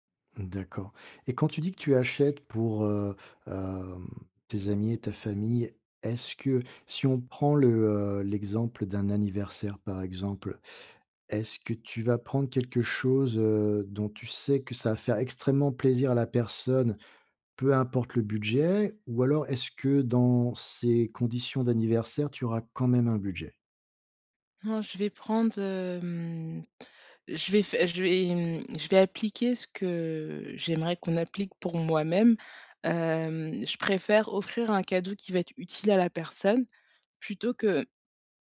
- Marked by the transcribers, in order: none
- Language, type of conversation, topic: French, advice, Comment faire des achats intelligents avec un budget limité ?